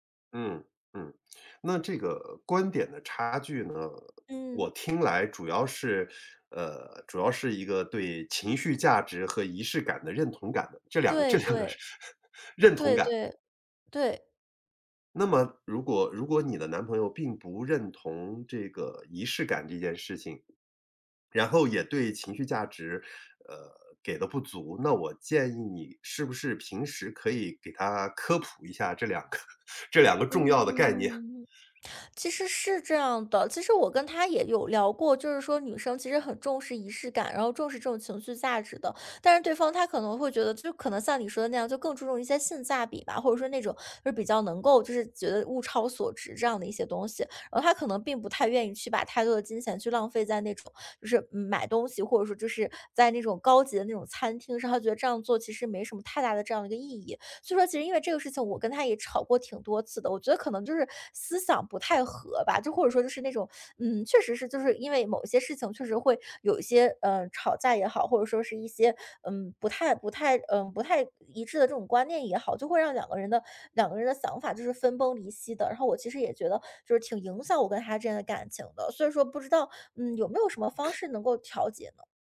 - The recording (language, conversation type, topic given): Chinese, advice, 你最近一次因为花钱观念不同而与伴侣发生争执的情况是怎样的？
- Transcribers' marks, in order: laughing while speaking: "这两 个"; laugh; laughing while speaking: "个"; teeth sucking; other noise